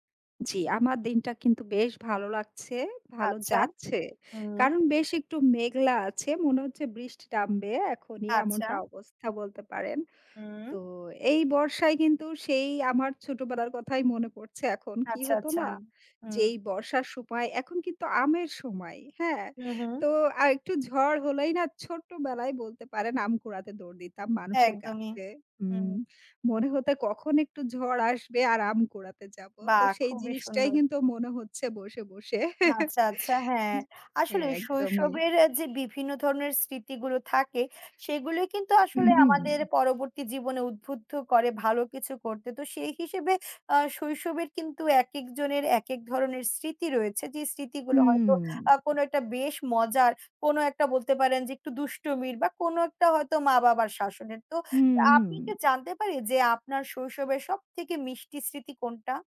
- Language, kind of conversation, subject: Bengali, unstructured, আপনার শৈশবের সবচেয়ে মিষ্টি স্মৃতি কোনটি?
- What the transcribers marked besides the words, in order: chuckle; horn